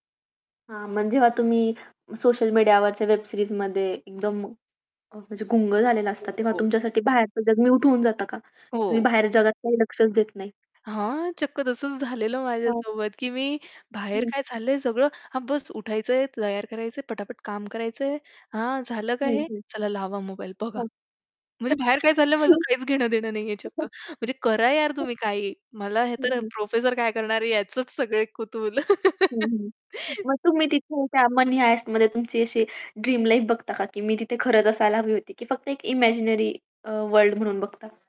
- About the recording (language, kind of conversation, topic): Marathi, podcast, तुला माध्यमांच्या जगात हरवायला का आवडते?
- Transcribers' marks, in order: static; in English: "वेब सीरीजमध्ये"; distorted speech; tapping; other background noise; chuckle; laugh; in English: "हाइस्टमध्ये"; in English: "लाईफ"; in English: "इमॅजिनरी"